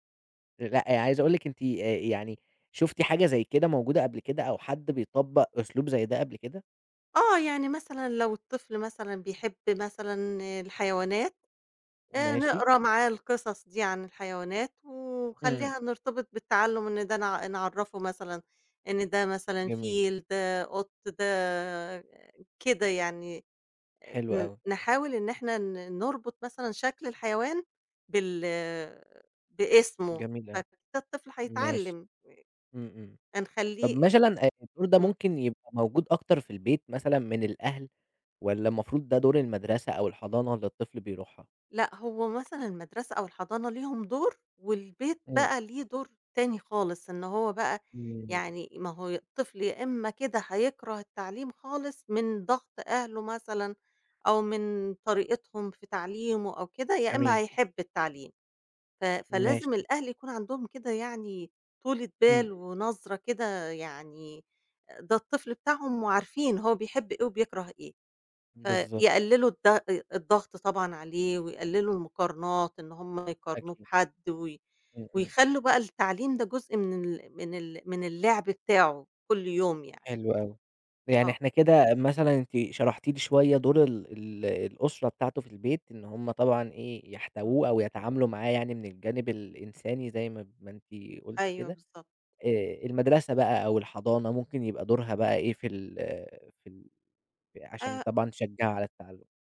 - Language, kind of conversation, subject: Arabic, podcast, ازاي بتشجّع الأطفال يحبّوا التعلّم من وجهة نظرك؟
- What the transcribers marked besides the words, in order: other noise